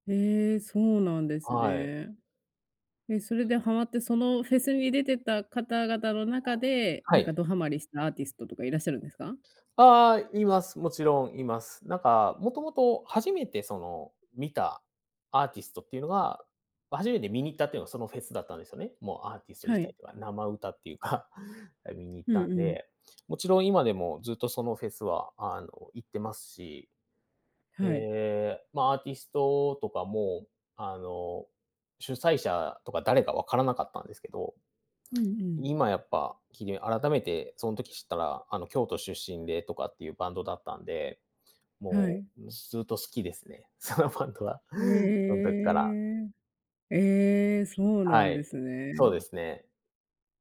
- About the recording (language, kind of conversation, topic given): Japanese, podcast, 音楽にハマったきっかけは何ですか?
- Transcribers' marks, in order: other background noise; laughing while speaking: "そのバンドは"; drawn out: "ええ"